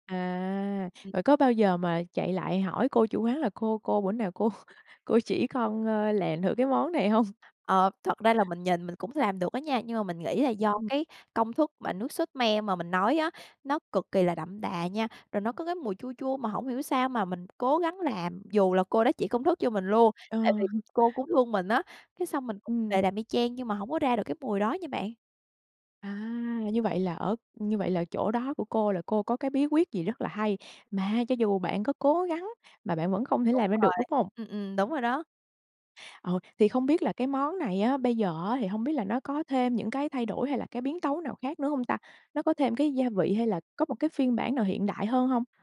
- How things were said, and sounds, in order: laughing while speaking: "cô"; tapping; other noise
- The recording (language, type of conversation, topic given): Vietnamese, podcast, Món ăn đường phố bạn thích nhất là gì, và vì sao?